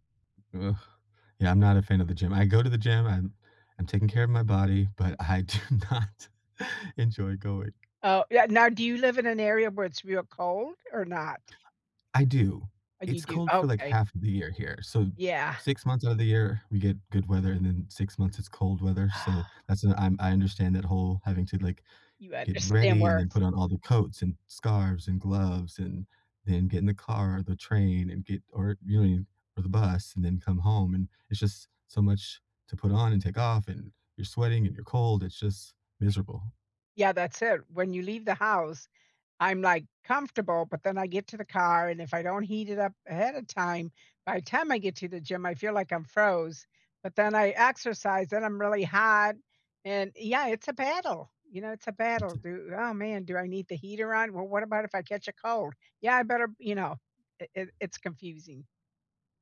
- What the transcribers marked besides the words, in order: groan; laughing while speaking: "do not"; other background noise; sigh
- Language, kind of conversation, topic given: English, unstructured, What goal have you set that made you really happy?